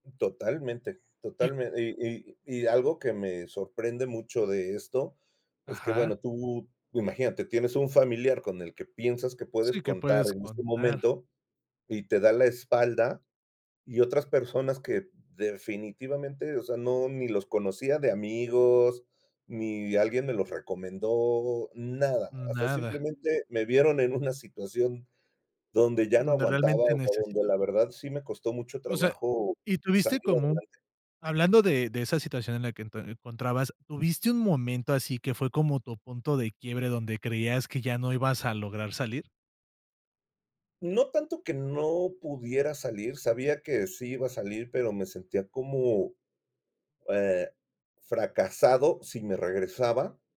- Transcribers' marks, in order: other background noise
- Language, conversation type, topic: Spanish, podcast, ¿Puedes contarme sobre una ocasión en la que tu comunidad te ayudó?